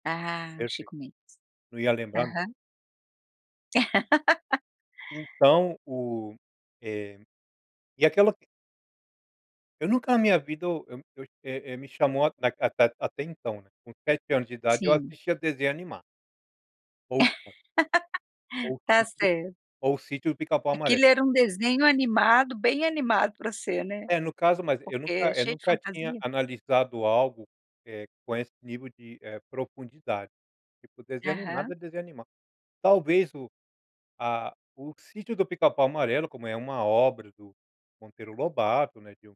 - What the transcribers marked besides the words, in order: laugh; other background noise; laugh
- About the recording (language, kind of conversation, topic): Portuguese, podcast, Que música ou dança da sua região te pegou de jeito?